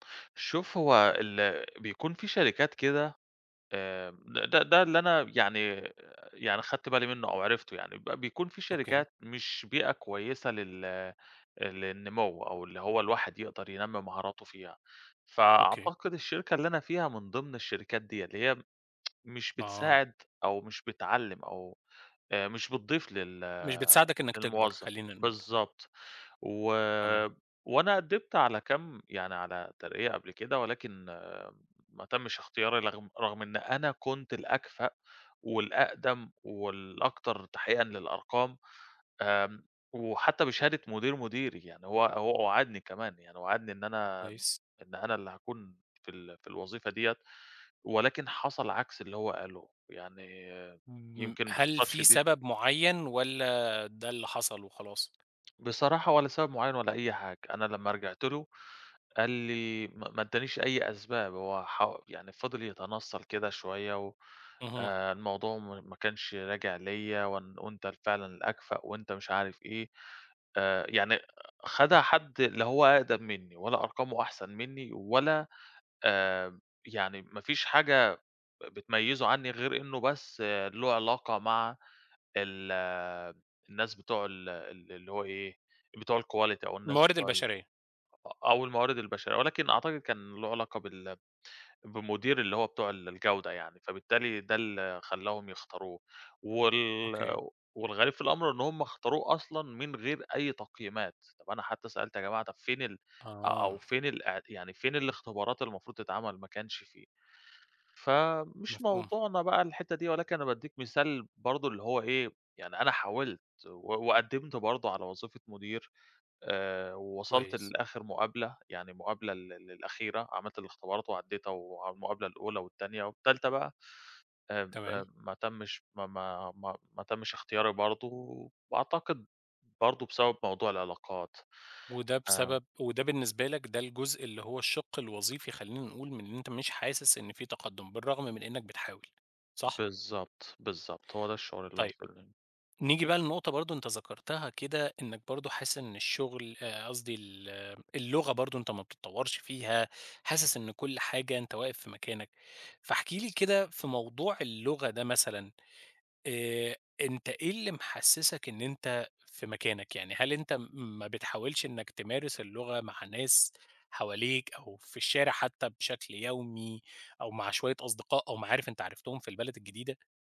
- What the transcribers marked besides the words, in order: tsk; in English: "الquality"; unintelligible speech
- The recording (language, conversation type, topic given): Arabic, advice, إزاي أتعامل مع الأفكار السلبية اللي بتتكرر وبتخلّيني أقلّل من قيمتي؟